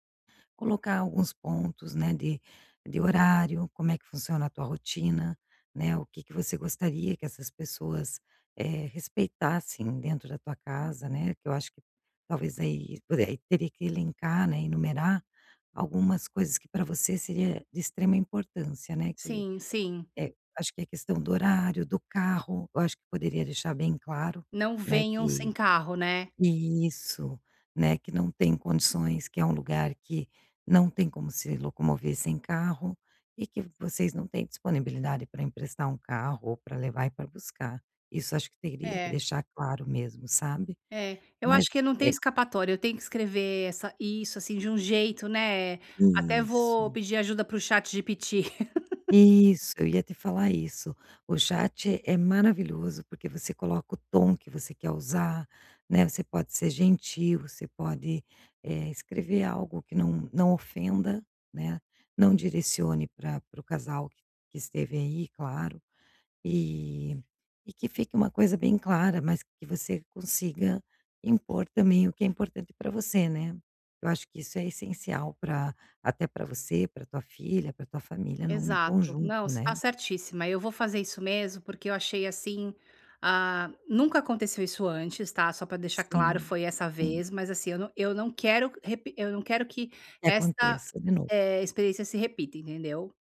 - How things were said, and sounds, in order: laugh
- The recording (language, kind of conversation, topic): Portuguese, advice, Como posso estabelecer limites pessoais sem me sentir culpado?